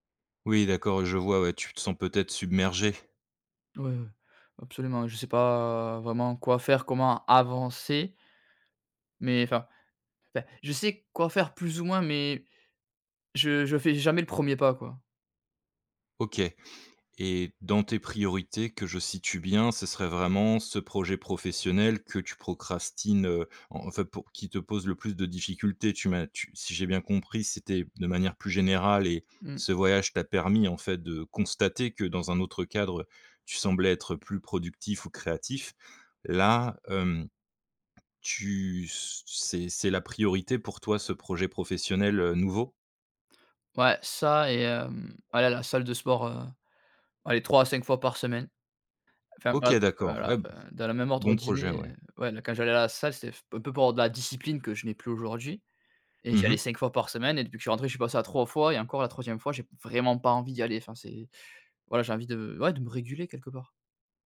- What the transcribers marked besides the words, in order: other background noise; stressed: "avancer"
- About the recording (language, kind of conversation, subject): French, advice, Pourquoi est-ce que je procrastine sans cesse sur des tâches importantes, et comment puis-je y remédier ?